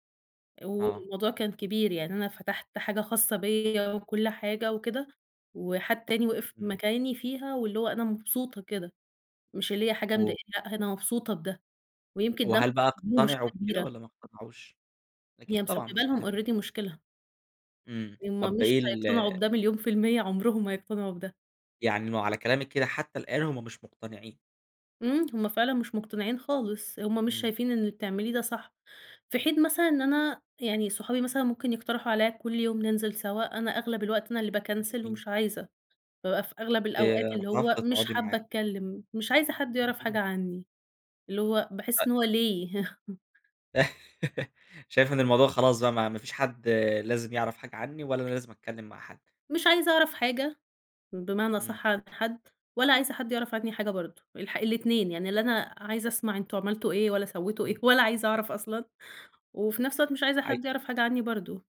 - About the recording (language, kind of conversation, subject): Arabic, podcast, ليه ساعات بنحس بالوحدة رغم إن حوالينا ناس؟
- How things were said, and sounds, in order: unintelligible speech; in English: "already"; in English: "باكنسل"; unintelligible speech; chuckle; laugh; tapping; laughing while speaking: "ولا عايزة"